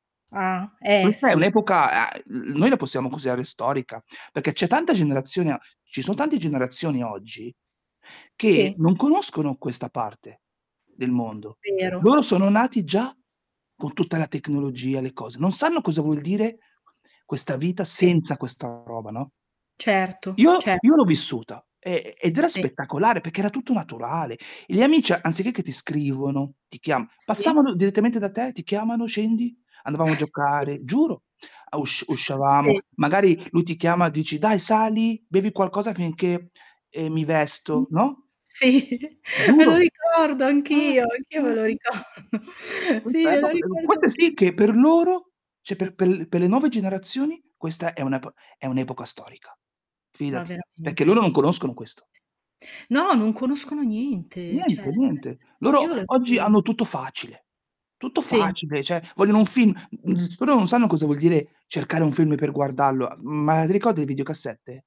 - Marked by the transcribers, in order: static; tapping; distorted speech; other background noise; stressed: "senza"; other noise; "uscivamo" said as "uscavamo"; laughing while speaking: "Sì"; laughing while speaking: "ricor"; "cioè" said as "ceh"; "cioè" said as "ceh"; "cioè" said as "ceh"
- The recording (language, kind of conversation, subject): Italian, unstructured, Quale periodo storico vorresti visitare, se ne avessi la possibilità?